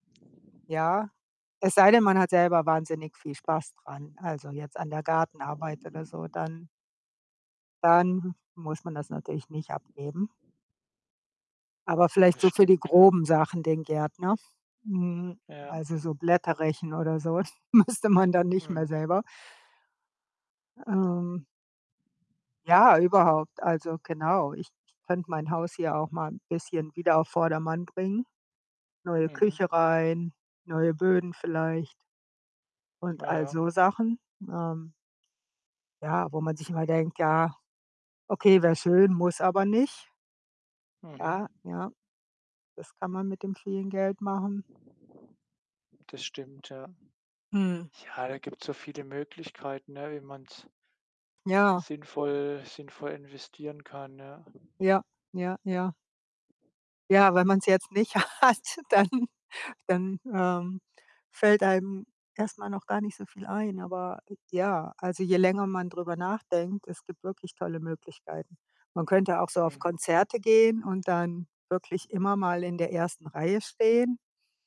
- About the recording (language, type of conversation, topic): German, unstructured, Was würdest du tun, wenn du plötzlich viel Geld hättest?
- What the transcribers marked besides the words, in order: wind; tapping; other background noise; laughing while speaking: "müsste man da nicht mehr selber"; laughing while speaking: "hat, dann"